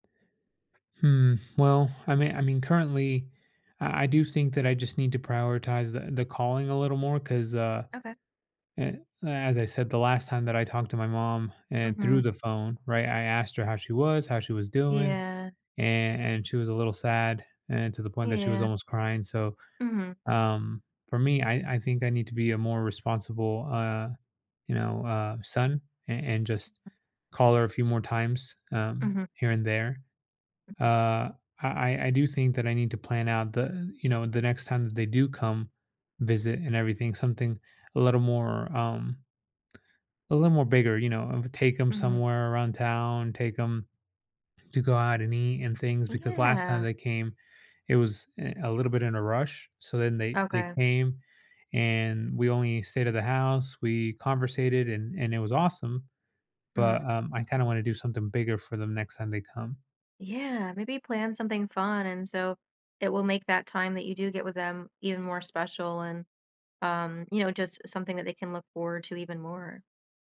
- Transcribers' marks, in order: other background noise; "think" said as "sink"; tapping
- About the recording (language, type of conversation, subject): English, advice, How can I cope with guilt about not visiting my aging parents as often as I'd like?
- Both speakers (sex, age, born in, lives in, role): female, 30-34, United States, United States, advisor; male, 35-39, United States, United States, user